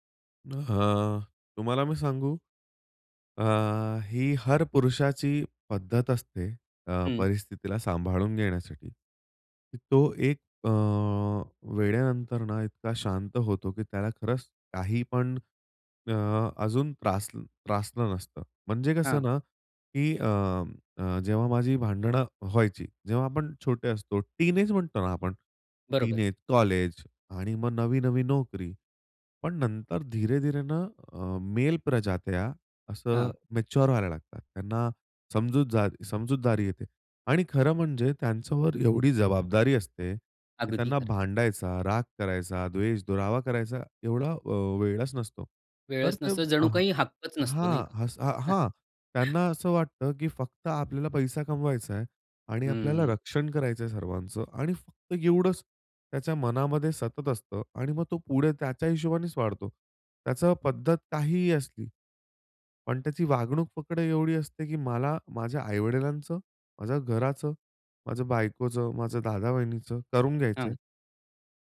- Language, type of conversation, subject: Marathi, podcast, भांडणानंतर घरातलं नातं पुन्हा कसं मजबूत करतोस?
- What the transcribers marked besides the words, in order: in English: "टिन एज"; in English: "टिन एज, कॉलेज"; in Hindi: "धीरे-धीरे"; in English: "मेल"; in English: "मॅच्युअर"; laugh